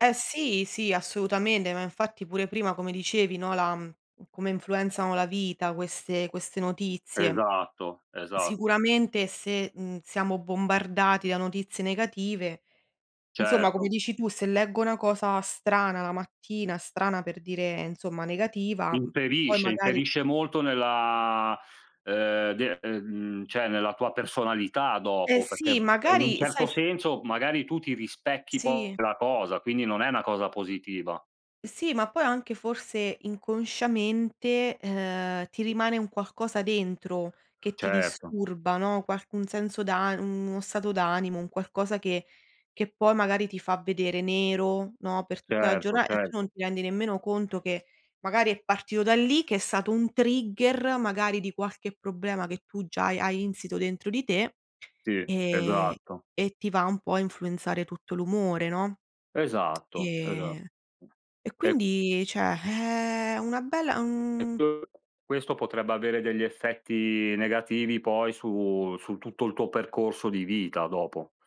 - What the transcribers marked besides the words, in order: tapping; drawn out: "nella"; "cioè" said as "ceh"; other background noise; in English: "trigger"; lip smack; "cioè" said as "ceh"; sigh; unintelligible speech
- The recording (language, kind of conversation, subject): Italian, unstructured, Quali notizie di oggi ti rendono più felice?